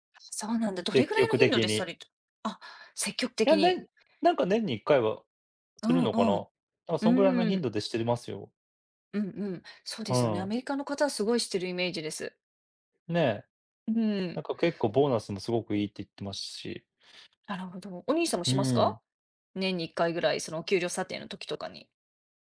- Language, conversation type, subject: Japanese, unstructured, 給料がなかなか上がらないことに不満を感じますか？
- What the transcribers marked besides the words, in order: tapping